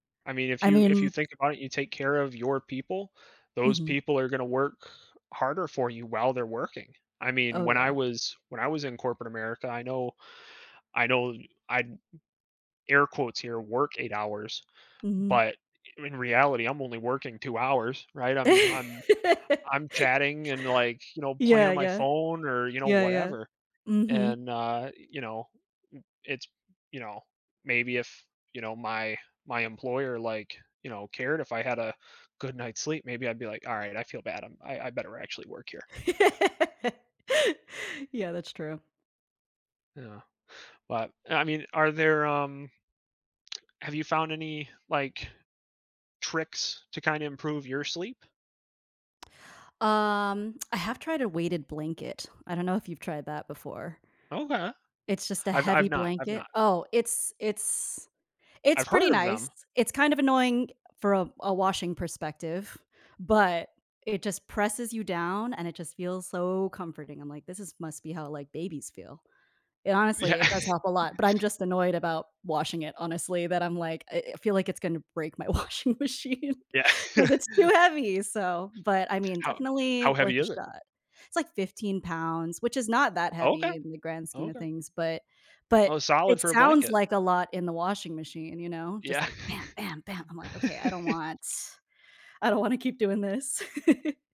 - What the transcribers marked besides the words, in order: other background noise; laugh; laugh; lip smack; laughing while speaking: "Yeah"; laughing while speaking: "my washing machine, 'cause it's too heavy"; laughing while speaking: "Yeah"; laughing while speaking: "Yeah"; stressed: "bam bam bam"; tapping; laugh; laugh
- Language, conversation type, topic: English, unstructured, In what ways can getting enough sleep improve your overall well-being?
- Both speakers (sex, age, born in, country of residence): female, 30-34, United States, United States; male, 30-34, United States, United States